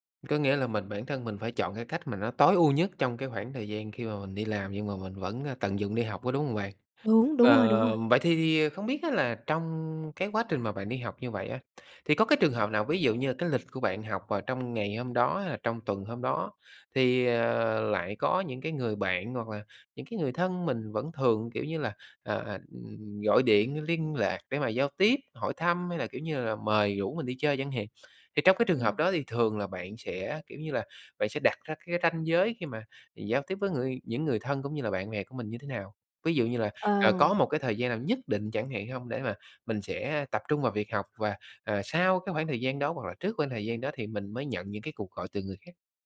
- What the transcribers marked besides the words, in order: tapping
- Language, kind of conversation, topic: Vietnamese, podcast, Làm thế nào để bạn cân bằng giữa việc học và cuộc sống cá nhân?
- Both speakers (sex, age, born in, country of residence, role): female, 45-49, Vietnam, Vietnam, guest; male, 30-34, Vietnam, Vietnam, host